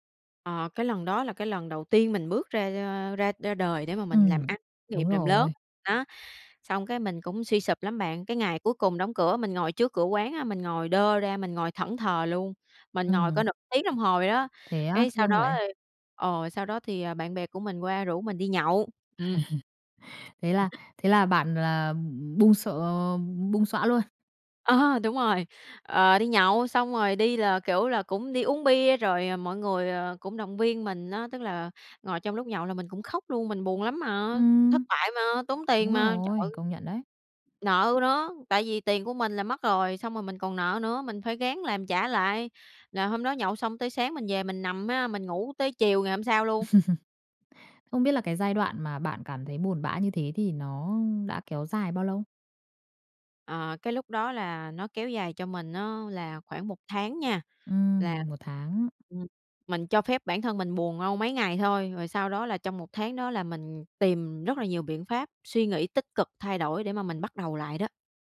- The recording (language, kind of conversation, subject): Vietnamese, podcast, Khi thất bại, bạn thường làm gì trước tiên để lấy lại tinh thần?
- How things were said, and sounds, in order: laugh; other background noise; laughing while speaking: "Ờ, đúng rồi"; laugh; tapping